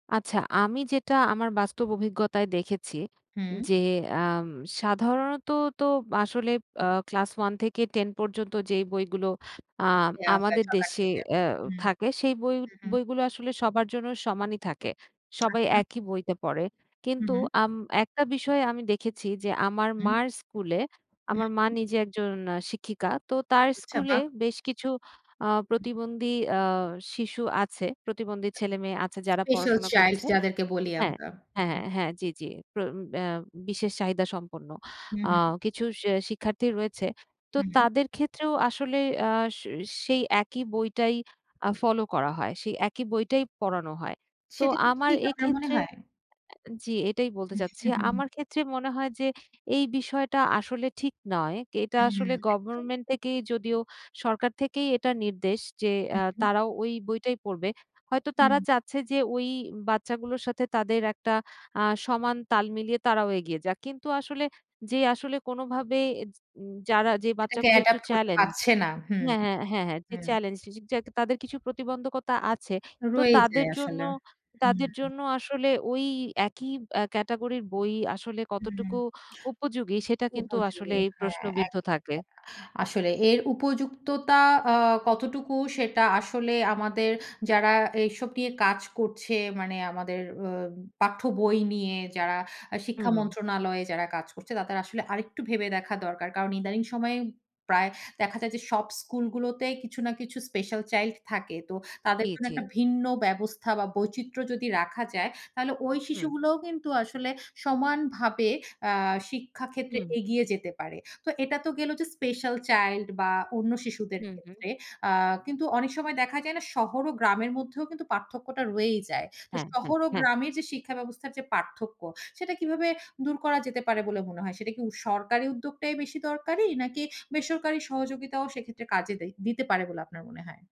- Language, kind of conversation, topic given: Bengali, podcast, শিক্ষায় সমতা নিশ্চিত করতে আমাদের কী কী পদক্ষেপ নেওয়া উচিত বলে আপনি মনে করেন?
- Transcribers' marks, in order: tapping; other background noise; other noise; chuckle; unintelligible speech